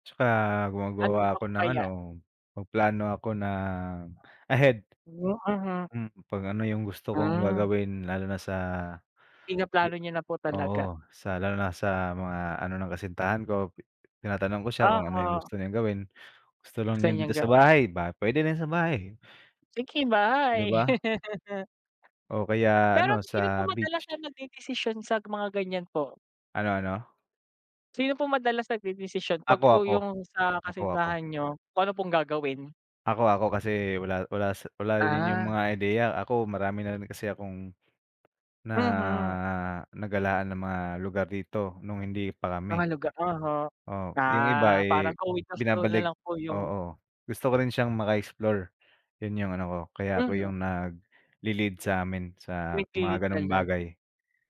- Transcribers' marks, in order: tapping; laugh; unintelligible speech
- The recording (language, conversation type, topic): Filipino, unstructured, Paano mo pinaplano na gawing masaya ang isang simpleng katapusan ng linggo?